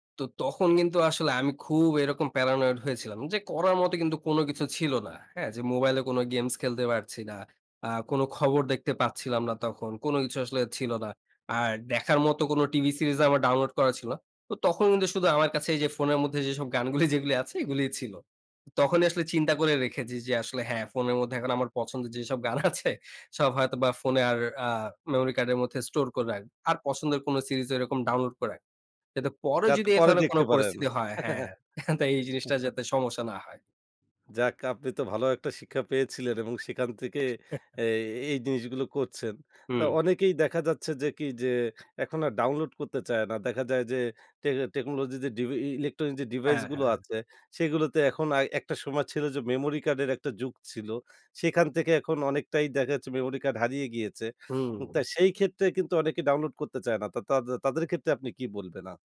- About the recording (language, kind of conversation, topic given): Bengali, podcast, আপনি নতুন গান কীভাবে খুঁজে পান?
- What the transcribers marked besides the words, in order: in English: "Paranoid"; laughing while speaking: "যেসব গান আছে"; chuckle; other background noise; laughing while speaking: "তো এই জিনিসটা"; chuckle